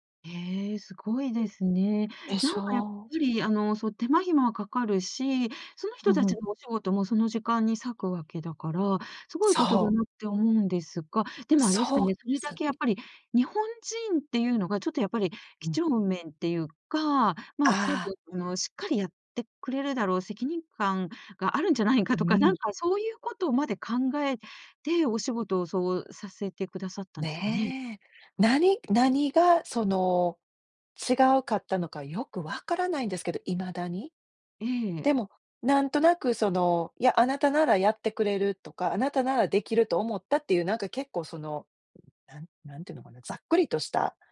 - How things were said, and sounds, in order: other background noise
- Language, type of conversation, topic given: Japanese, podcast, 支えになった人やコミュニティはありますか？
- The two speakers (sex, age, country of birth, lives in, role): female, 50-54, Japan, United States, guest; female, 60-64, Japan, Japan, host